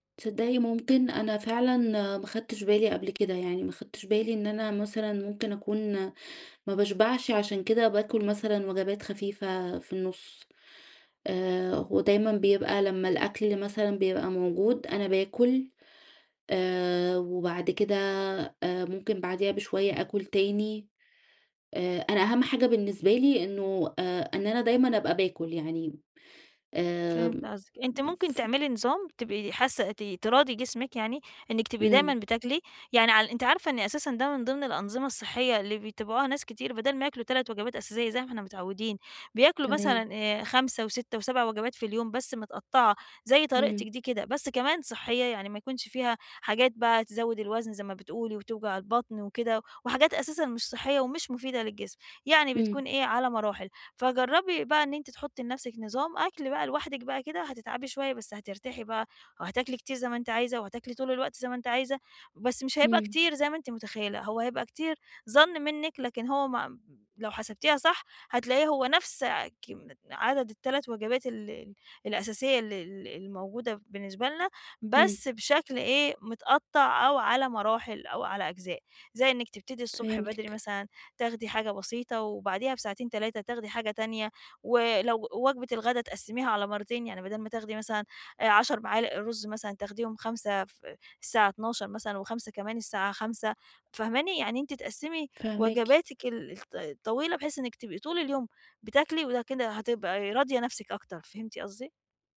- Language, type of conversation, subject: Arabic, advice, إزاي أفرّق بين الجوع الحقيقي والجوع العاطفي لما تيجيلي رغبة في التسالي؟
- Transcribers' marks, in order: tapping